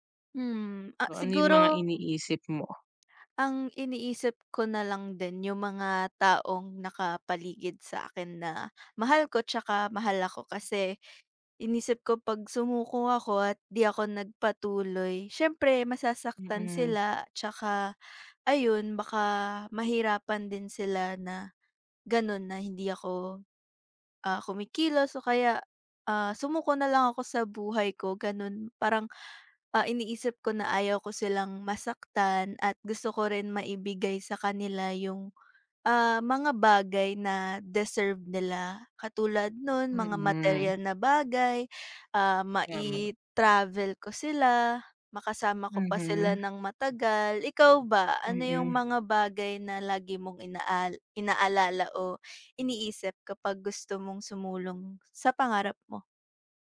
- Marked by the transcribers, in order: tapping; background speech; other background noise
- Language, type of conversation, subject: Filipino, unstructured, Ano ang paborito mong gawin upang manatiling ganado sa pag-abot ng iyong pangarap?